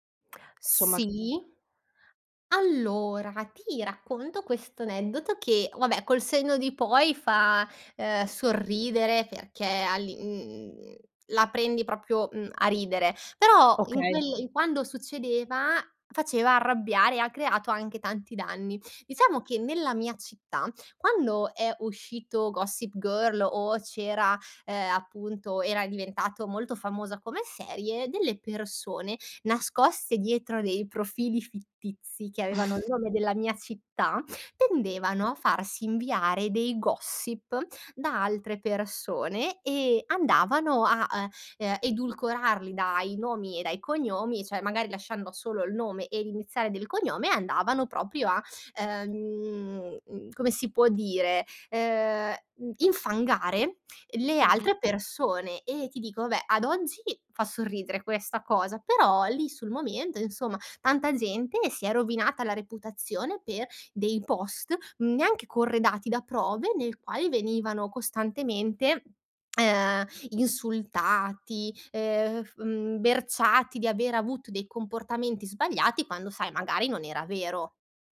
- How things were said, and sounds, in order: other background noise; tapping; "aneddoto" said as "neddoto"; chuckle; "cioè" said as "ceh"
- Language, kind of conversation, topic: Italian, podcast, Cosa fai per proteggere la tua reputazione digitale?